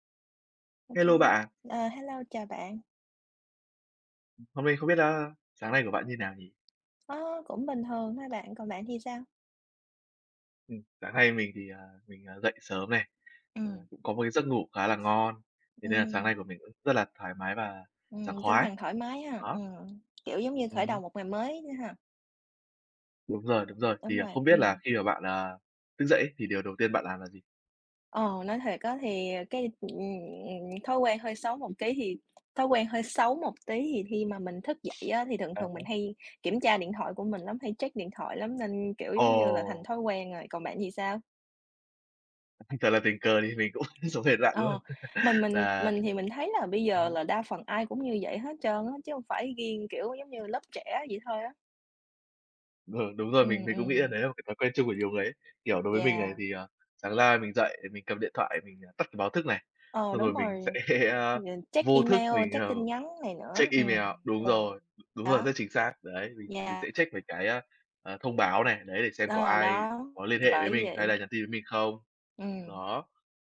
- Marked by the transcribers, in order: other background noise; tapping; laughing while speaking: "cũng"; laugh; laughing while speaking: "Ừ"; laughing while speaking: "sẽ"
- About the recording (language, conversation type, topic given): Vietnamese, unstructured, Bạn nghĩ sao về việc dùng điện thoại quá nhiều mỗi ngày?